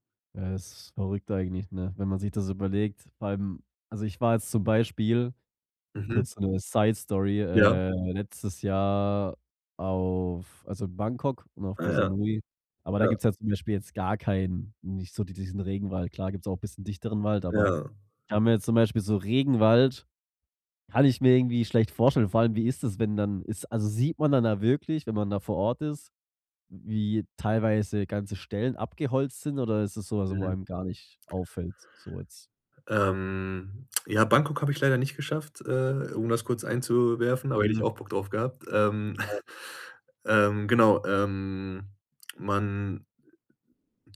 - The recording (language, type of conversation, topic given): German, podcast, Was war deine denkwürdigste Begegnung auf Reisen?
- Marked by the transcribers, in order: in English: "Side Story"; chuckle